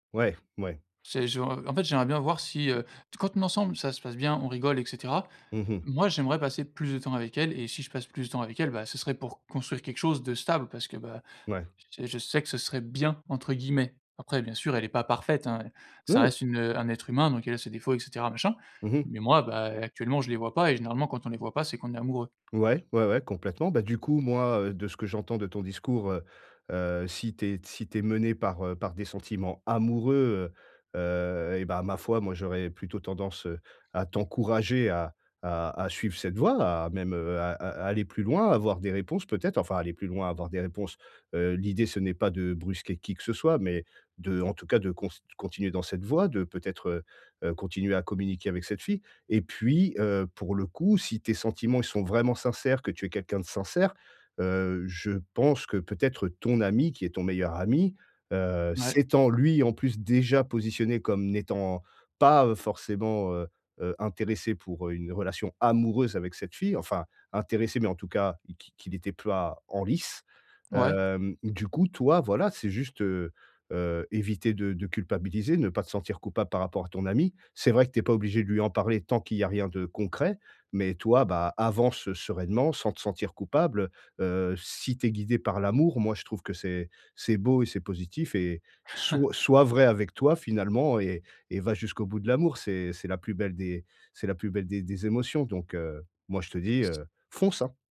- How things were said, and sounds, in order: stressed: "amoureux"; stressed: "amoureuse"; "pas" said as "pua"; laugh
- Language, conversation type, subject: French, advice, Comment gérer l’anxiété avant des retrouvailles ou une réunion ?